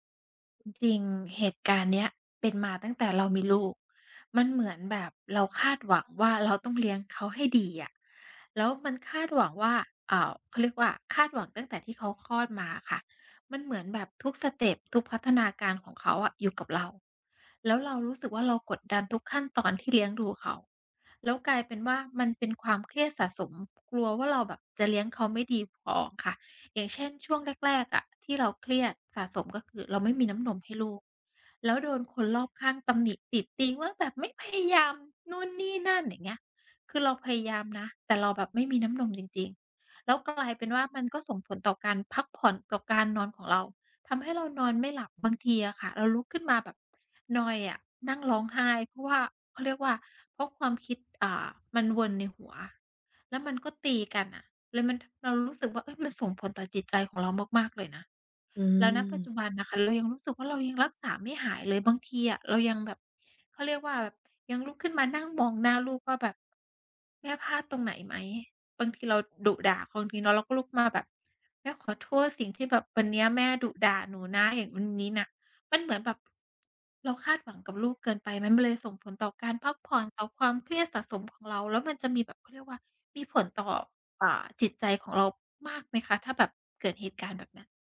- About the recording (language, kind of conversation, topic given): Thai, advice, ความเครียดทำให้พักผ่อนไม่ได้ ควรผ่อนคลายอย่างไร?
- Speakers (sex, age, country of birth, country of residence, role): female, 35-39, Thailand, Thailand, user; female, 40-44, Thailand, Thailand, advisor
- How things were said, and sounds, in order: other background noise; tapping